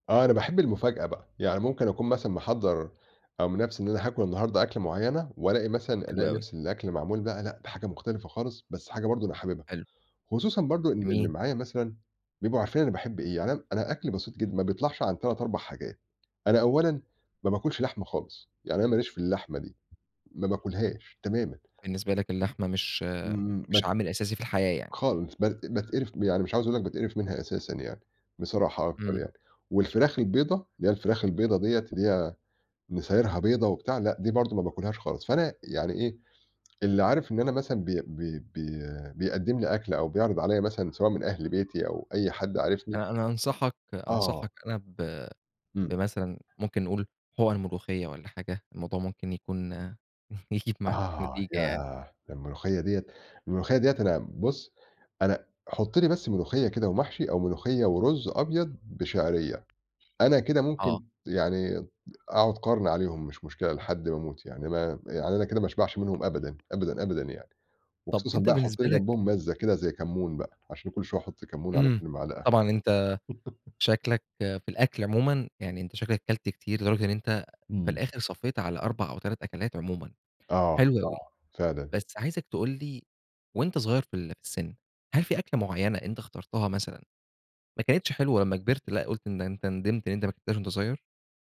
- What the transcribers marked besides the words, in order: tapping; background speech; laughing while speaking: "يجيب معاك"; laugh
- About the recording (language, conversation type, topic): Arabic, podcast, إيه هي الأكلة اللي من بلدك وبتحس إنها بتمثّلك؟